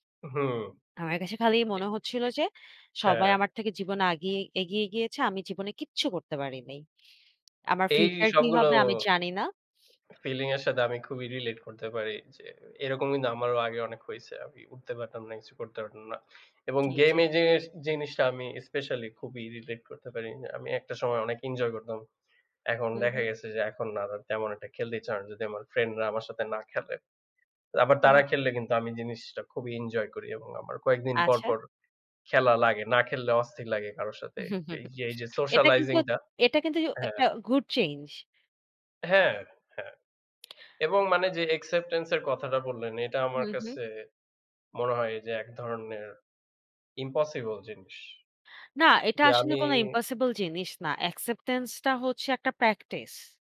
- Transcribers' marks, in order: lip smack; chuckle; other background noise; tapping
- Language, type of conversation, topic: Bengali, unstructured, নিজেকে ভালোবাসা মানসিক সুস্থতার জন্য কেন জরুরি?